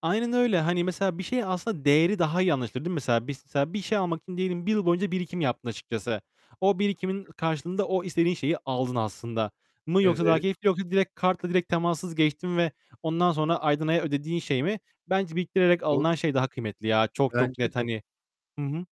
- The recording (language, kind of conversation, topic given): Turkish, unstructured, Neden çoğu insan borç batağına sürükleniyor?
- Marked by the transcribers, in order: other background noise